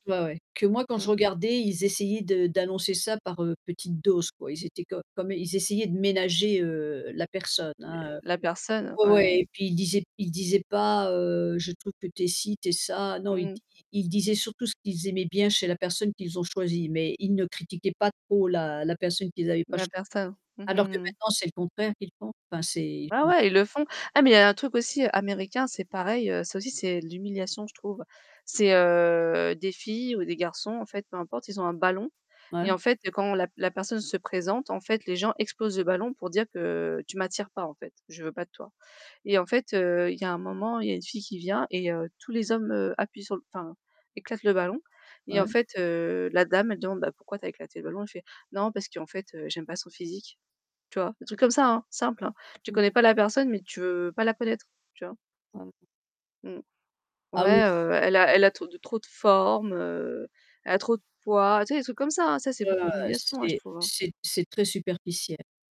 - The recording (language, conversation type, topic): French, unstructured, Que penses-tu des émissions de télé-réalité qui humilient leurs participants ?
- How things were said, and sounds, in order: static; distorted speech; unintelligible speech; other background noise; unintelligible speech